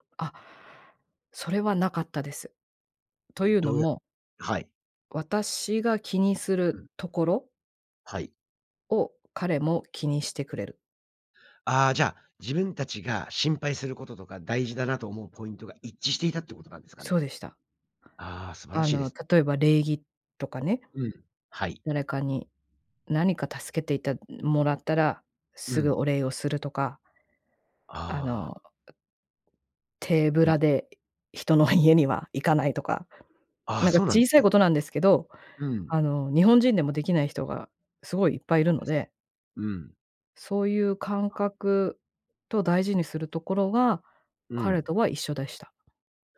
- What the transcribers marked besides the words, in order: tapping
- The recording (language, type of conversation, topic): Japanese, podcast, 結婚や同棲を決めるとき、何を基準に判断しましたか？